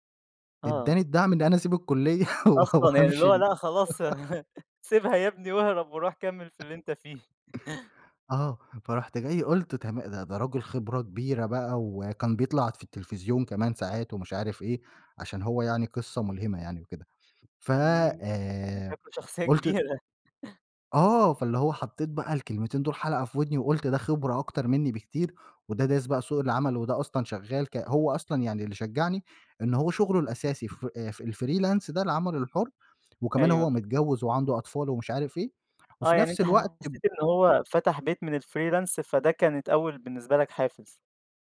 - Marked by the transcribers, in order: laughing while speaking: "الكلية و و هامشي إن"; other background noise; laugh; chuckle; laughing while speaking: "سيبها يا بني واهرب وروح كمِّل في اللي أنت فيه"; laughing while speaking: "كبيرة"; in English: "الfreelance"; horn; in English: "الfreelance"
- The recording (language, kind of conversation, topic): Arabic, podcast, إيه هو موقف أو لقاء بسيط حصل معاك وغيّر فيك حاجة كبيرة؟